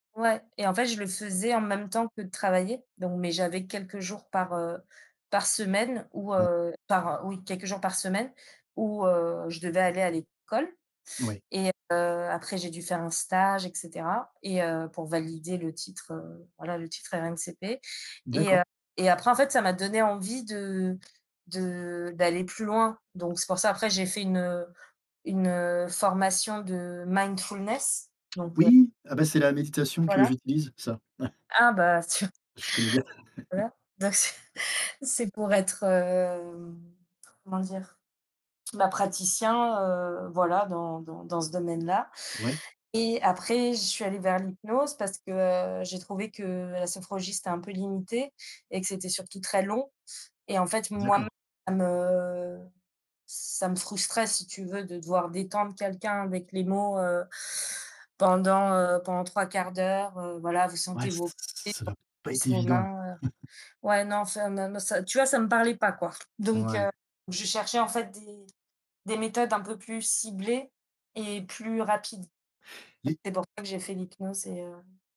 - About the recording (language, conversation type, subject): French, unstructured, Quelle est la chose la plus surprenante dans ton travail ?
- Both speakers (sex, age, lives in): female, 35-39, France; male, 45-49, France
- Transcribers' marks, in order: unintelligible speech; tapping; put-on voice: "mindfulness"; chuckle; laughing while speaking: "tiens"; laughing while speaking: "c'est"; laugh; chuckle